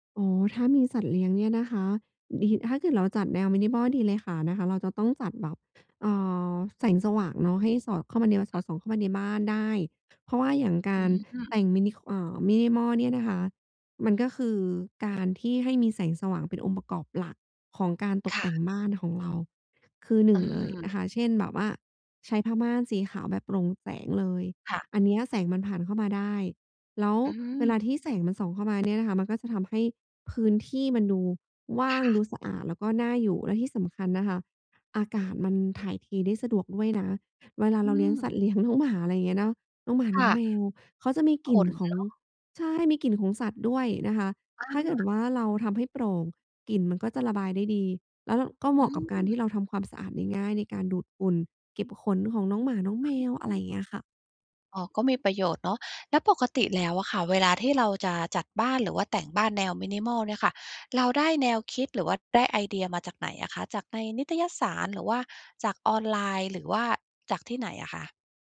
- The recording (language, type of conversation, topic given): Thai, podcast, การแต่งบ้านสไตล์มินิมอลช่วยให้ชีวิตประจำวันของคุณดีขึ้นอย่างไรบ้าง?
- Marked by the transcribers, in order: in English: "minimal"; other background noise; in English: "minimal"; laughing while speaking: "เลี้ยงน้อง"; in English: "minimal"